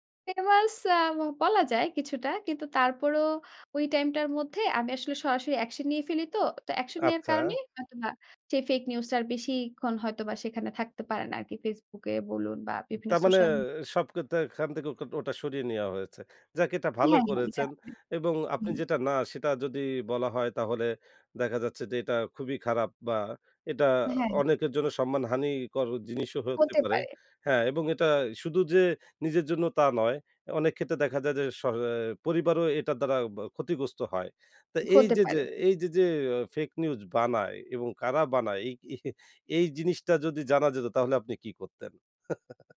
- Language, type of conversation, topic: Bengali, podcast, ফেক খবর চিনতে আপনি সাধারণত কী করেন?
- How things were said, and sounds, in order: other background noise; unintelligible speech; chuckle; chuckle